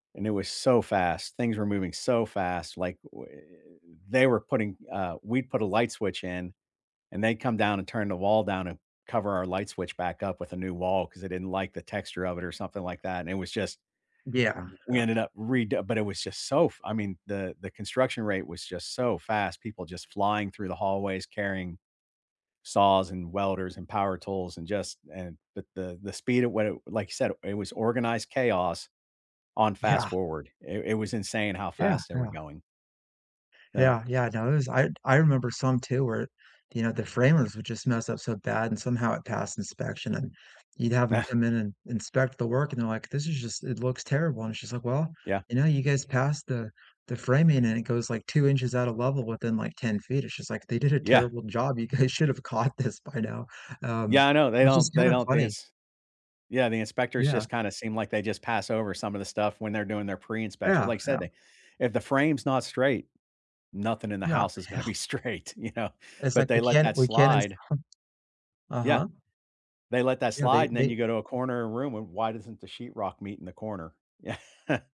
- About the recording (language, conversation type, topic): English, unstructured, What kitchen DIY projects do you love tackling, and what memories come with them?
- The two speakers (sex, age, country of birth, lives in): male, 40-44, United States, United States; male, 60-64, United States, United States
- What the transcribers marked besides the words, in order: laughing while speaking: "Yeah"; chuckle; laughing while speaking: "guys"; laughing while speaking: "caught"; laughing while speaking: "Hell"; laughing while speaking: "straight, you know?"; laughing while speaking: "install"; tapping; chuckle